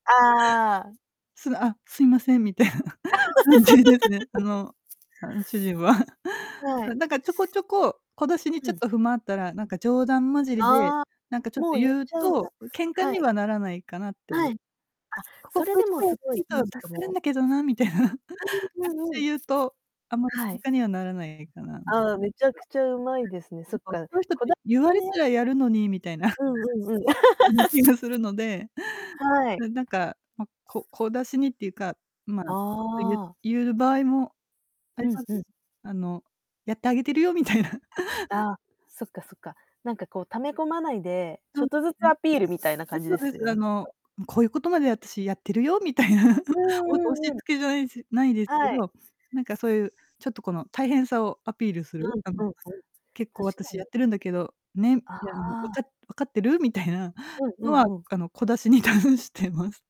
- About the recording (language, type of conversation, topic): Japanese, podcast, 家事を家族でうまく分担するにはどうすればいいですか？
- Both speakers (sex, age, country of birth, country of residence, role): female, 40-44, Japan, Japan, guest; female, 40-44, Japan, Japan, host
- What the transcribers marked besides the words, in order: other background noise; laugh; laughing while speaking: "みたいな感じですね"; laughing while speaking: "主人は"; distorted speech; laughing while speaking: "みたいな"; unintelligible speech; unintelligible speech; laughing while speaking: "みたいな"; unintelligible speech; laugh; tapping; laughing while speaking: "みたいな"; laughing while speaking: "みたいな"; giggle; static; laughing while speaking: "みたいな"; laughing while speaking: "出してます"